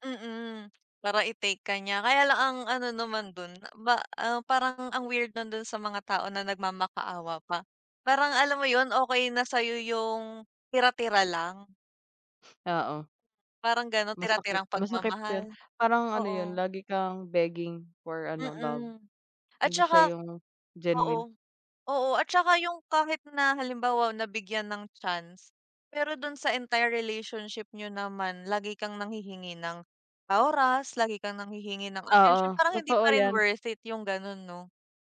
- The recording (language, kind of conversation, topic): Filipino, unstructured, Ano ang palagay mo tungkol sa pagbibigay ng pangalawang pagkakataon?
- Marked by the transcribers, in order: none